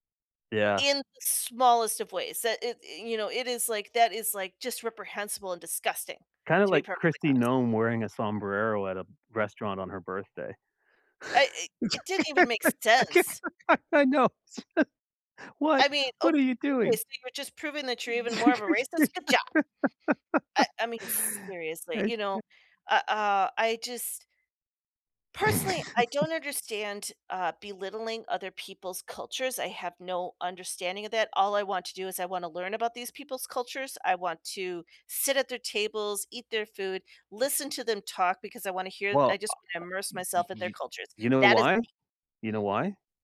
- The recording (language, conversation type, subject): English, unstructured, How can I avoid cultural appropriation in fashion?
- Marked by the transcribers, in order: laugh; laughing while speaking: "I ca I know, s"; laugh; laugh; other background noise